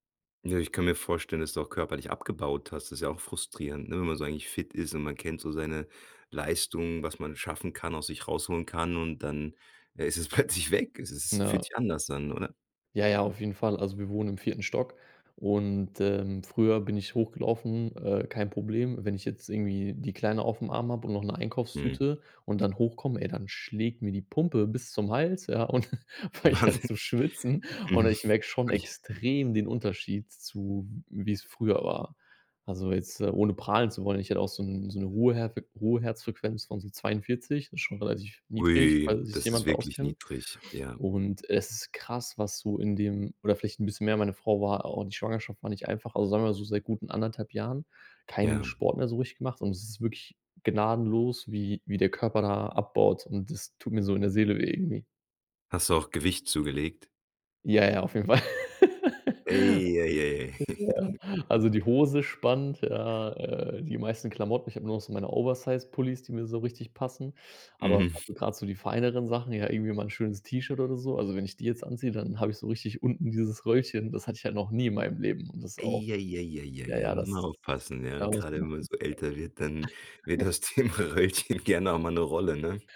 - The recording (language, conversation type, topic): German, advice, Wie kann ich mit einem schlechten Gewissen umgehen, wenn ich wegen der Arbeit Trainingseinheiten verpasse?
- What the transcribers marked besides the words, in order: laughing while speaking: "ist es plötzlich weg"; laughing while speaking: "und fange ich an zu schwitzen"; laughing while speaking: "Wahnsinn"; other noise; other background noise; laugh; laughing while speaking: "Ja"; giggle; unintelligible speech; laughing while speaking: "Mhm"; unintelligible speech; laugh; laughing while speaking: "Thema Röllchen"